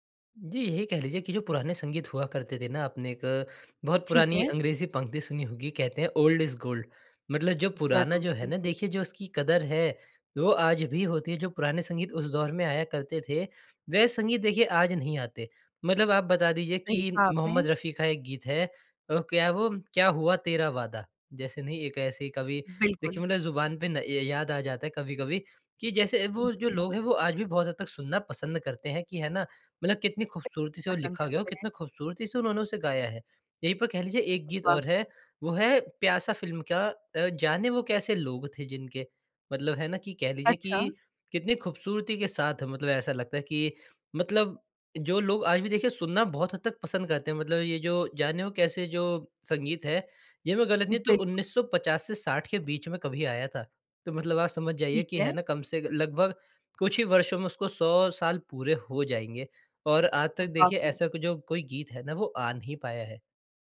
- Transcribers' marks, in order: in English: "ओल्ड इज़ गोल्ड"; other background noise
- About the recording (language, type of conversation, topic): Hindi, podcast, तुम्हारी संगीत पसंद में सबसे बड़ा बदलाव कब आया?